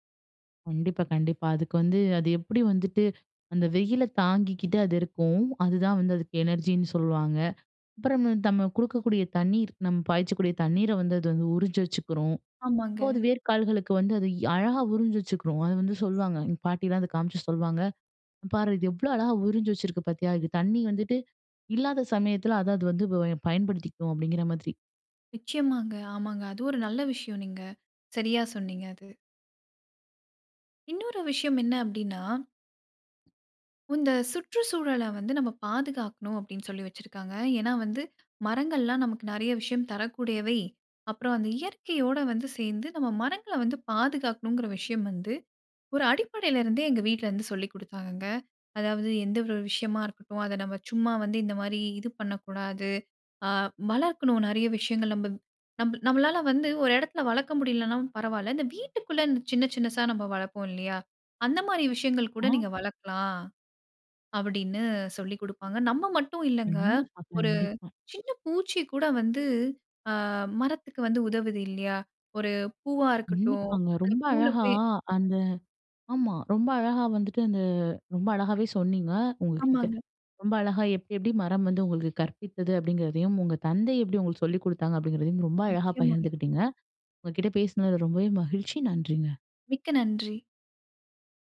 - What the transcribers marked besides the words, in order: other noise
- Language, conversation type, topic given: Tamil, podcast, ஒரு மரத்திடம் இருந்து என்ன கற்க முடியும்?